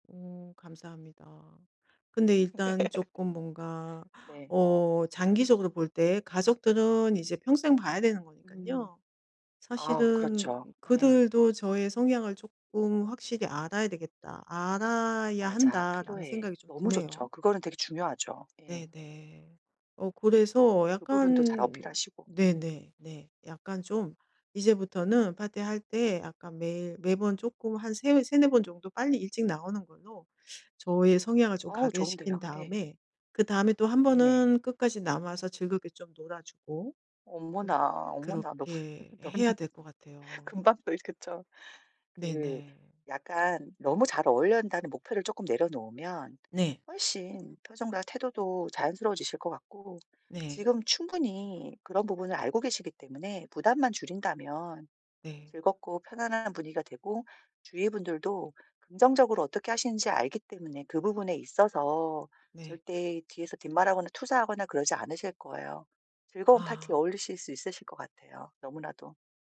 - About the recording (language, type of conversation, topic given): Korean, advice, 파티에서 다른 사람들과 잘 어울리지 못할 때 어떻게 하면 좋을까요?
- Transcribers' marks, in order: other background noise; laugh; laughing while speaking: "너 너무 금방 또 이 그쵸"; tapping